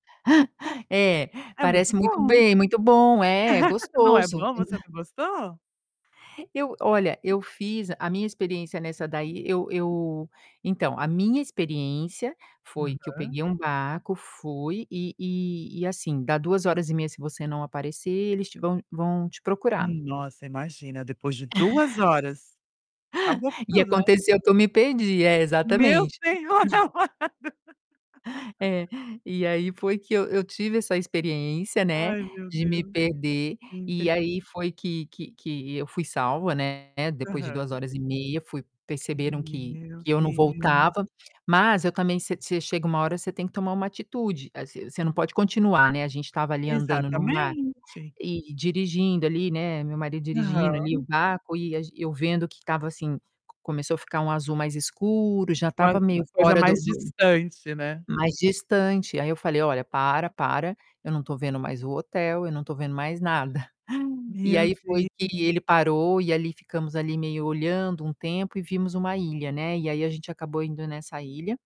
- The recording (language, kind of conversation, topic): Portuguese, podcast, Me conta sobre uma vez na natureza que mudou a sua visão da vida?
- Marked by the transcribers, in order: chuckle; laugh; unintelligible speech; tapping; distorted speech; chuckle; laughing while speaking: "Senhor amado"; chuckle; laugh; unintelligible speech; chuckle